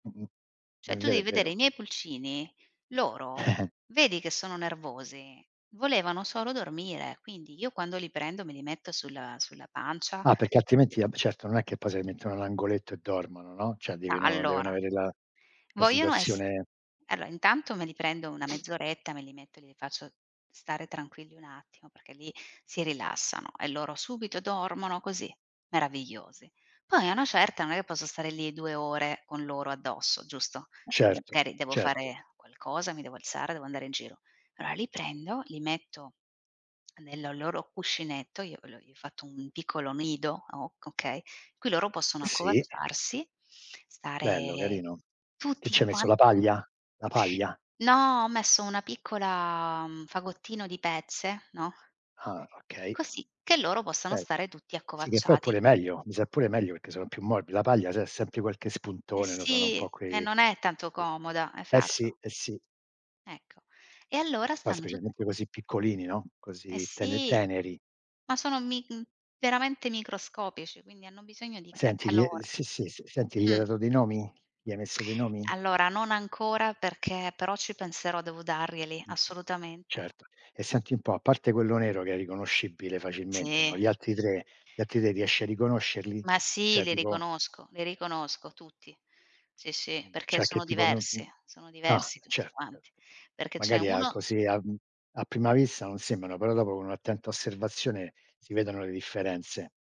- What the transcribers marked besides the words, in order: giggle; "va beh" said as "vab"; "Allora" said as "lora"; "Okay" said as "key"; "cioè" said as "ceh"; "Cioè" said as "ceh"
- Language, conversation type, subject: Italian, unstructured, Perché alcune persone maltrattano gli animali?